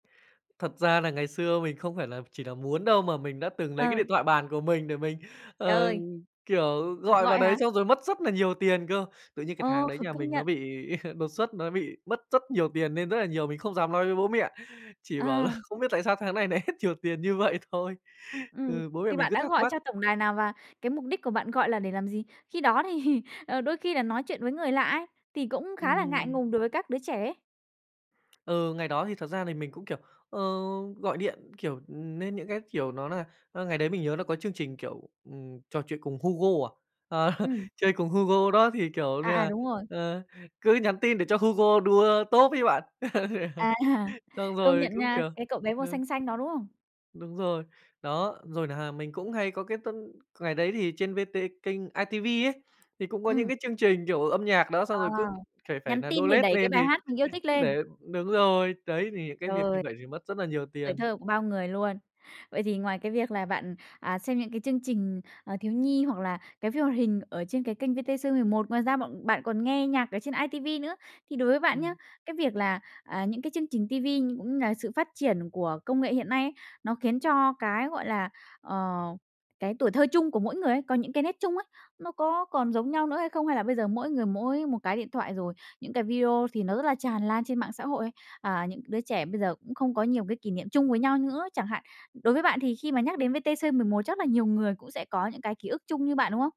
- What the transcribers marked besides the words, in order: tapping; chuckle; laughing while speaking: "là"; laughing while speaking: "nại hết"; laughing while speaking: "thì"; laughing while speaking: "Ờ"; other background noise; laugh; in English: "đô lét"; "donate" said as "đô lét"
- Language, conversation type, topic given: Vietnamese, podcast, Bạn nhớ nhất chương trình truyền hình nào của tuổi thơ mình?